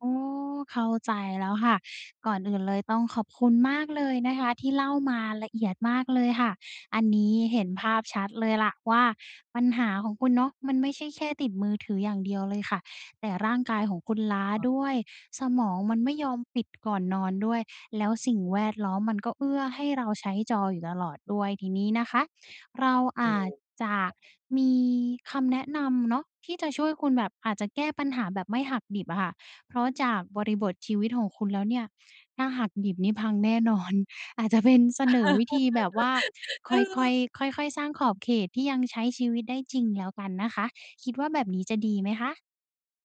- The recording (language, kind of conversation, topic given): Thai, advice, ฉันควรตั้งขอบเขตการใช้เทคโนโลยีช่วงค่ำก่อนนอนอย่างไรเพื่อให้หลับดีขึ้น?
- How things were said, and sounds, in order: unintelligible speech; laughing while speaking: "นอน"; laugh